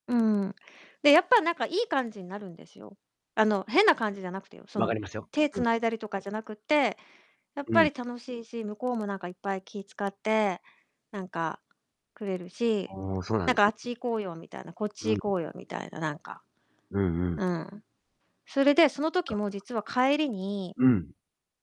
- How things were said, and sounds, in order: distorted speech
- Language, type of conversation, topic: Japanese, advice, 別れた相手と友人関係を続けるべきか悩んでいますが、どうしたらいいですか？